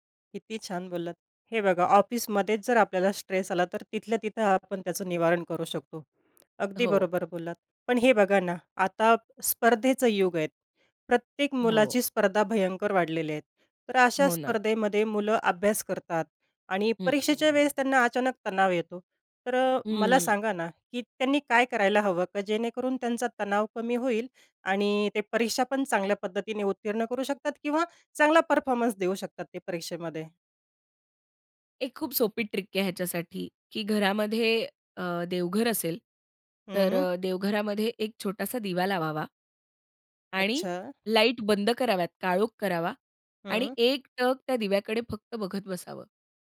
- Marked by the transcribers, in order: tapping; background speech
- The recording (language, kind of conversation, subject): Marathi, podcast, तणावाच्या वेळी श्वासोच्छ्वासाची कोणती तंत्रे तुम्ही वापरता?